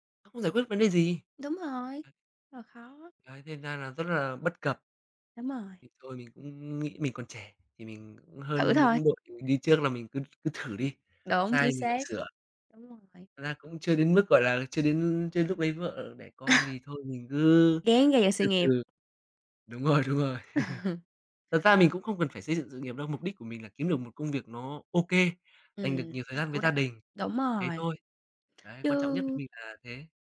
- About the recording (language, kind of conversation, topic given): Vietnamese, unstructured, Bạn muốn thử thách bản thân như thế nào trong tương lai?
- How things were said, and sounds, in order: unintelligible speech; other noise; other background noise; tapping; chuckle; laughing while speaking: "Đúng rồi, đúng rồi"; chuckle